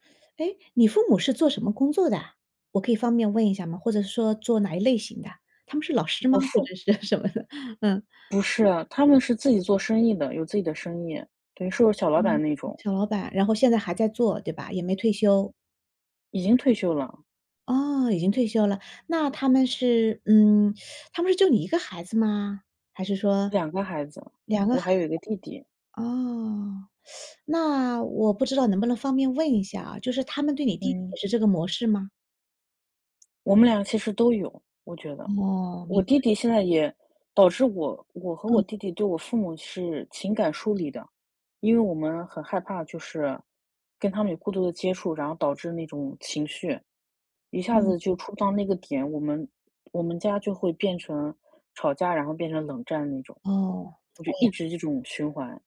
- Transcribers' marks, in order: laughing while speaking: "是什么的"; other background noise; teeth sucking; teeth sucking; tsk
- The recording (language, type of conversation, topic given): Chinese, advice, 情绪触发与行为循环